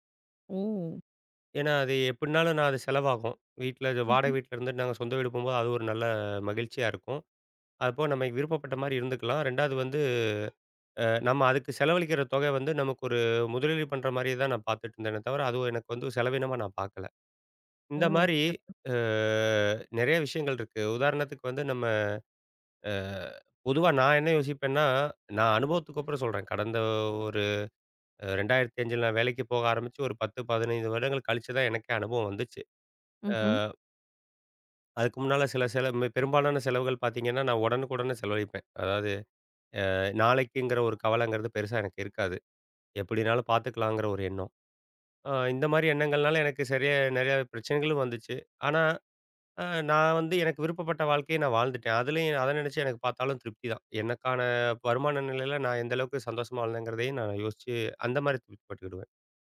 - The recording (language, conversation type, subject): Tamil, podcast, பணத்தை இன்றே செலவிடலாமா, சேமிக்கலாமா என்று நீங்கள் எப்படி முடிவு செய்கிறீர்கள்?
- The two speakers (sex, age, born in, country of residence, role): female, 35-39, India, India, host; male, 40-44, India, India, guest
- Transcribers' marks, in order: drawn out: "வந்து"; other background noise; drawn out: "அ"